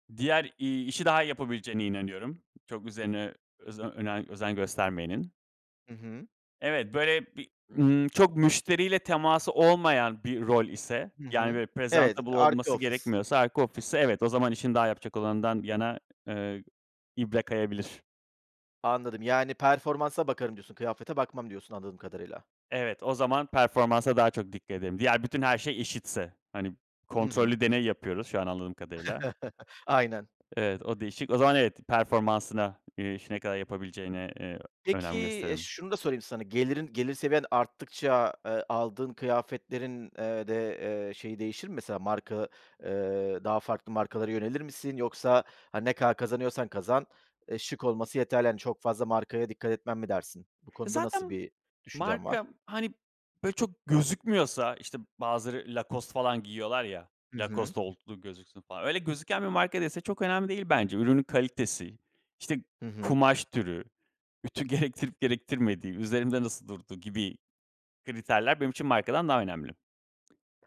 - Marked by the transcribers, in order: chuckle; other background noise
- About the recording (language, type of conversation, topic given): Turkish, podcast, Kıyafetler özgüvenini nasıl etkiler sence?